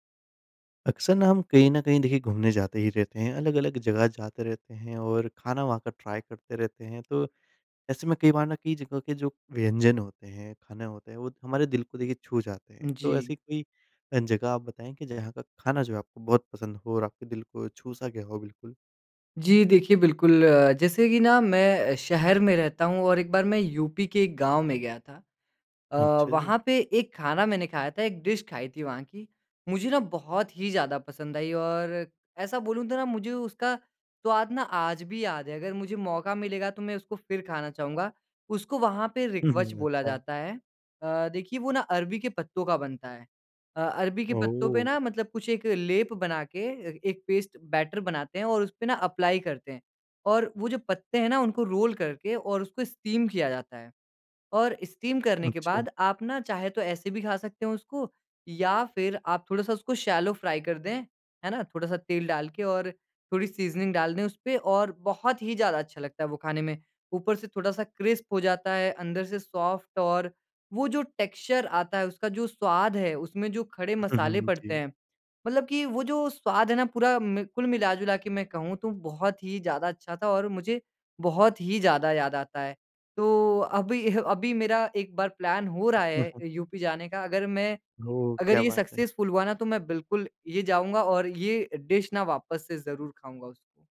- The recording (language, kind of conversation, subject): Hindi, podcast, किस जगह का खाना आपके दिल को छू गया?
- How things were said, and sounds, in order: in English: "ट्राई"; in English: "डिश"; surprised: "ओह!"; in English: "पेस्ट बैटर"; in English: "एप्लाई"; in English: "रोल"; in English: "स्टीम"; in English: "स्टीम"; in English: "शैलो फ्राई"; in English: "सीज़निंग"; in English: "क्रिस्प"; in English: "सॉफ्ट"; in English: "टेक्सचर"; in English: "प्लान"; chuckle; in English: "सक्सेसफुल"; in English: "डिश"